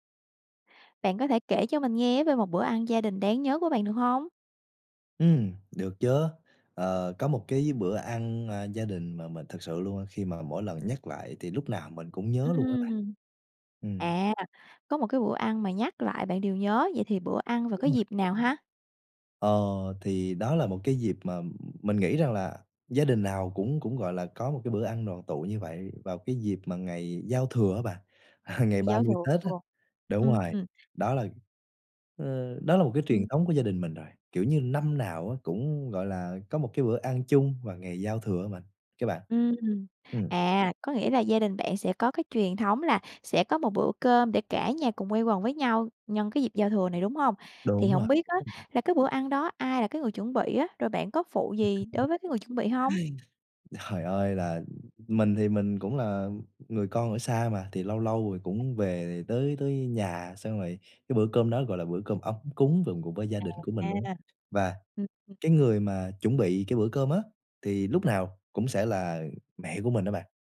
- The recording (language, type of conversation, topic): Vietnamese, podcast, Bạn có thể kể về một bữa ăn gia đình đáng nhớ của bạn không?
- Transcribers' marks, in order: chuckle; unintelligible speech; unintelligible speech; tapping; other noise